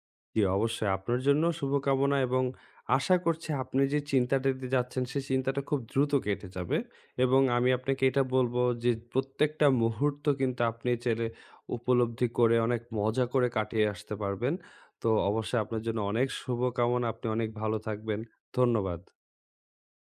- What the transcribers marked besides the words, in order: tapping
- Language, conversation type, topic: Bengali, advice, ভ্রমণে আমি কেন এত ক্লান্তি ও মানসিক চাপ অনুভব করি?